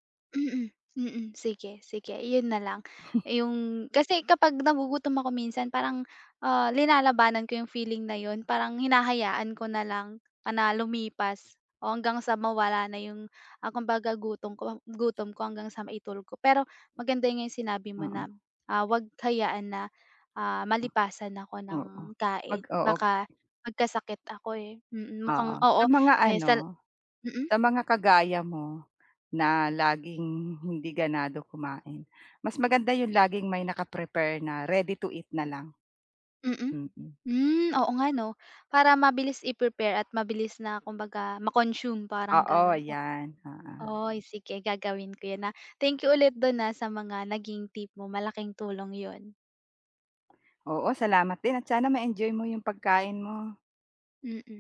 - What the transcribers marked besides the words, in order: tapping; chuckle; "nilalabanan" said as "linalabanan"; other background noise
- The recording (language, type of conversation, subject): Filipino, advice, Paano ako makakapagplano ng oras para makakain nang regular?